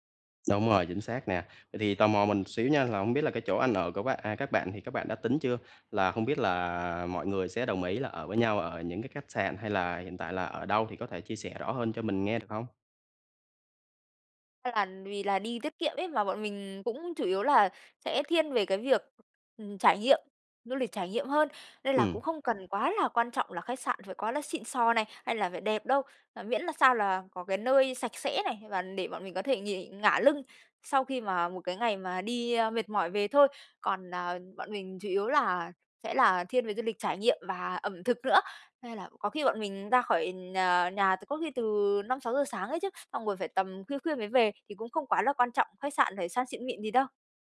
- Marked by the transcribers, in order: other background noise; tapping
- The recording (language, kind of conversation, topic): Vietnamese, advice, Làm sao quản lý ngân sách và thời gian khi du lịch?